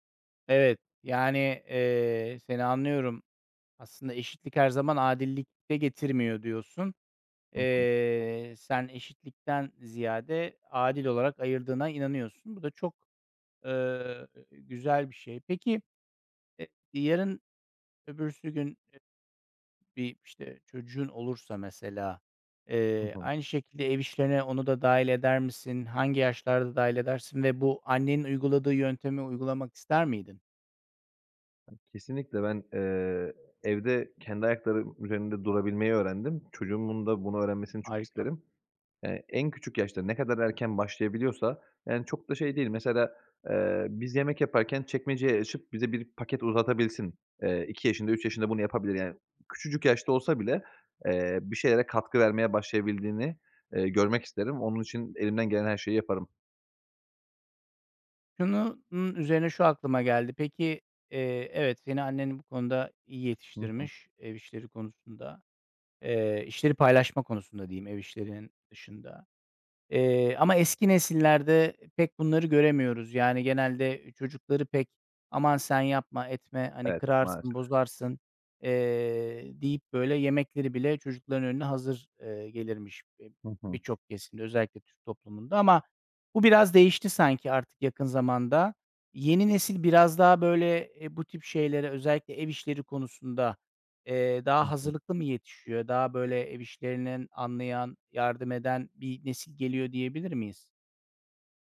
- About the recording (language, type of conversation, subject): Turkish, podcast, Ev işlerini adil paylaşmanın pratik yolları nelerdir?
- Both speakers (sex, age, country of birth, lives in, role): male, 30-34, Turkey, Bulgaria, guest; male, 40-44, Turkey, Netherlands, host
- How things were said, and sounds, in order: other background noise; tapping